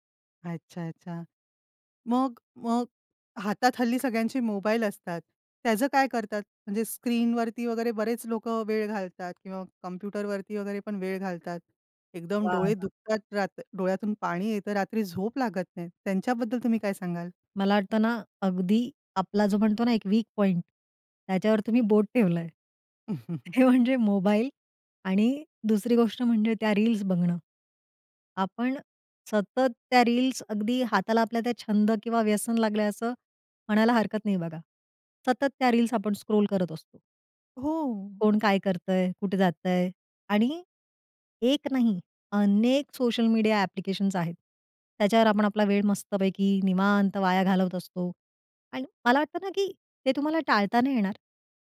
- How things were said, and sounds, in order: chuckle; laughing while speaking: "हे म्हणजे"; in English: "स्क्रोल"
- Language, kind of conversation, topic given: Marathi, podcast, रात्री शांत झोपेसाठी तुमची दिनचर्या काय आहे?